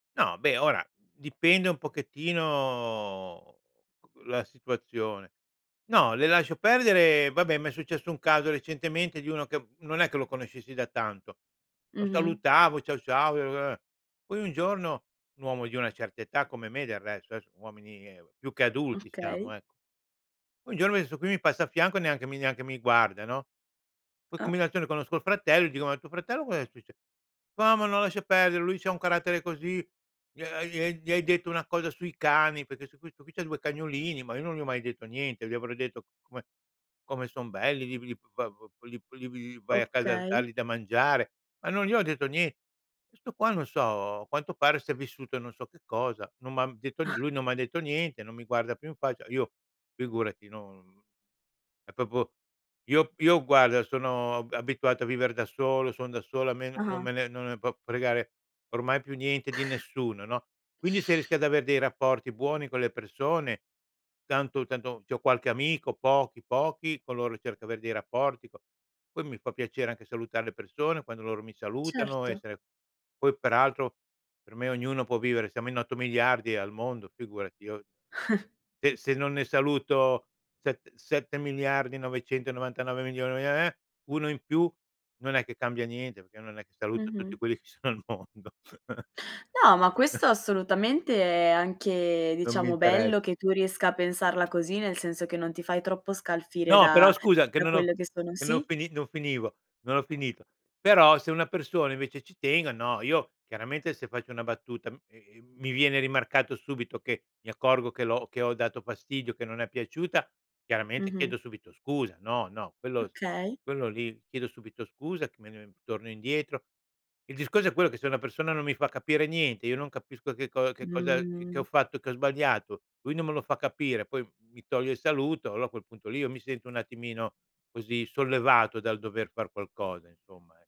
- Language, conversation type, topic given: Italian, podcast, Che ruolo ha l’umorismo quando vuoi creare un legame con qualcuno?
- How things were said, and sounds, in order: other background noise; unintelligible speech; tapping; unintelligible speech; chuckle; "proprio" said as "popo"; chuckle; chuckle; laughing while speaking: "sono al mondo"; chuckle